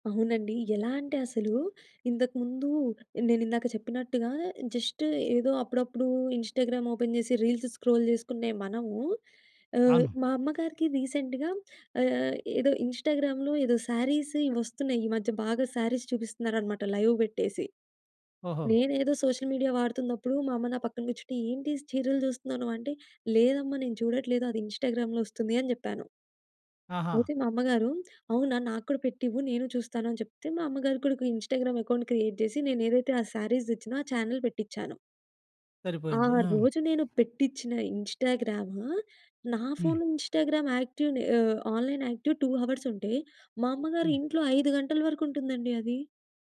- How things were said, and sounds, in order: tapping; in English: "జస్ట్"; in English: "ఇంస్టాగ్రామ్ ఓపెన్"; in English: "రీల్స్ స్క్రోల్"; in English: "రీసెంట్‌గా"; in English: "ఇంస్టాగ్రామ్‌లో"; in English: "సారీస్"; in English: "సారీస్"; in English: "లైవ్"; in English: "సోషల్ మీడియా"; in English: "ఇంస్టాగ్రామ్‌లో"; in English: "ఇంస్టాగ్రామ్‌లో అకౌంట్ క్రియేట్"; in English: "సారీస్"; in English: "చానెల్"; in English: "ఇంస్టాగ్రామ్ యాక్టివ్‌ని"; in English: "ఆన్లైన్ యాక్టివ్ టూ హవర్స్"
- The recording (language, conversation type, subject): Telugu, podcast, సోషల్ మీడియా మీ రోజువారీ జీవితాన్ని ఎలా మార్చింది?